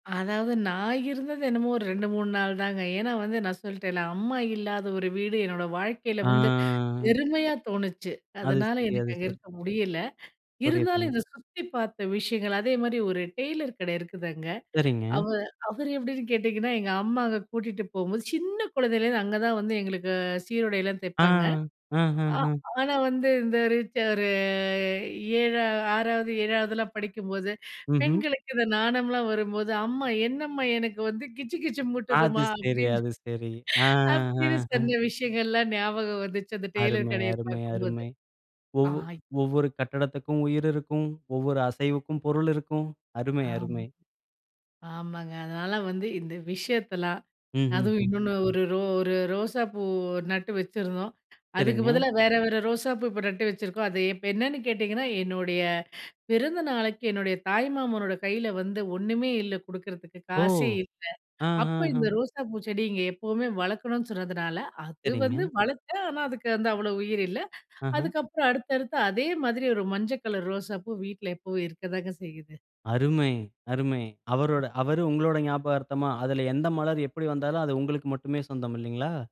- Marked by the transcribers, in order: drawn out: "ஆ"; tapping; chuckle; laughing while speaking: "எனக்கு வந்து, கிச்சு கிச்சு மூட்டுதம்மா? … கடையப் பாக்கும்போது. ஆ"; other background noise
- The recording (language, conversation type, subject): Tamil, podcast, மீண்டும் சொந்த ஊருக்கு சென்று உணர்ந்தது எப்படி?